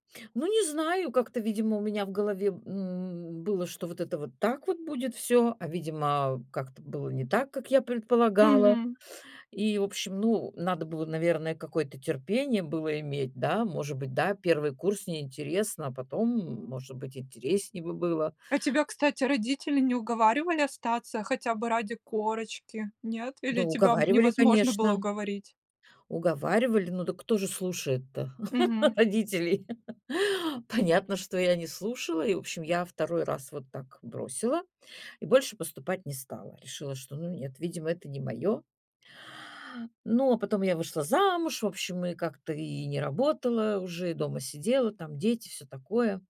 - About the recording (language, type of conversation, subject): Russian, podcast, Как ты понял, чем хочешь заниматься в жизни?
- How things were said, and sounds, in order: laughing while speaking: "родителей?"